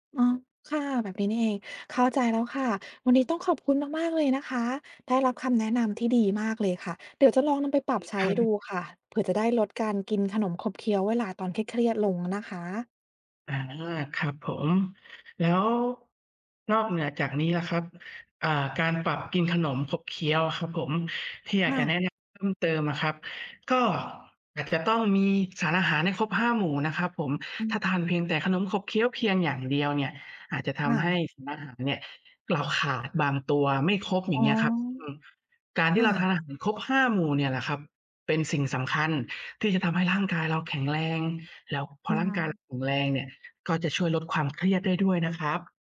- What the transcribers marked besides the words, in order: other background noise
- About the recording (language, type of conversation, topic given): Thai, advice, ฉันตั้งใจกินอาหารเพื่อสุขภาพแต่ชอบกินของขบเคี้ยวตอนเครียด ควรทำอย่างไร?